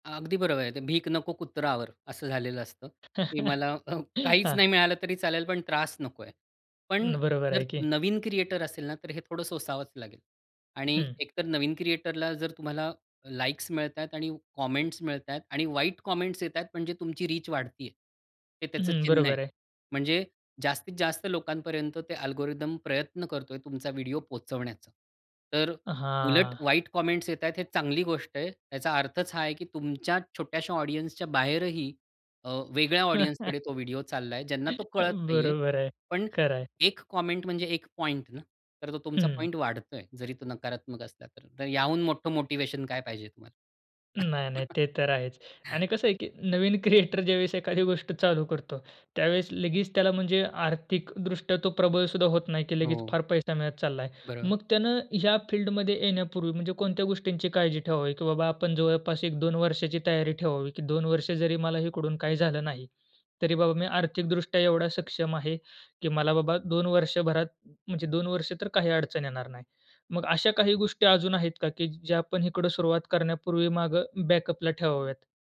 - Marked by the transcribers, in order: chuckle; laughing while speaking: "हां"; chuckle; in English: "कॉमेंट्स"; in English: "कॉमेंट्स"; in English: "रीच"; in English: "अल्गोरिदम"; in English: "कॉमेंट्स"; in English: "ऑडियन्सच्या"; chuckle; in English: "ऑडियन्सकडे"; laughing while speaking: "बरोबर आहे"; in English: "कॉमेंट"; other noise; chuckle; laughing while speaking: "क्रिएटर"; in English: "बॅकअपला"
- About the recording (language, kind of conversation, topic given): Marathi, podcast, नव्या सामग्री-निर्मात्याला सुरुवात कशी करायला सांगाल?